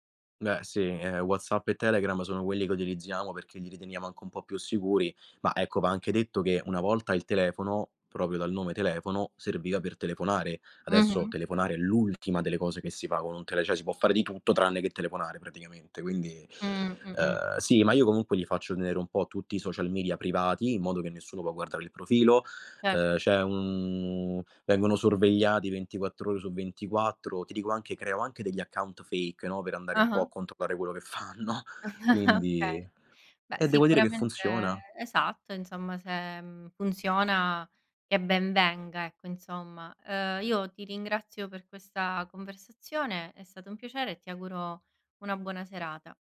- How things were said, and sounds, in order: "proprio" said as "propio"; "cioè" said as "ceh"; drawn out: "un"; in English: "fake"; giggle; laughing while speaking: "Okay"; laughing while speaking: "fanno"
- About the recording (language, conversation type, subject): Italian, podcast, Come proteggi i tuoi figli dalle insidie del web?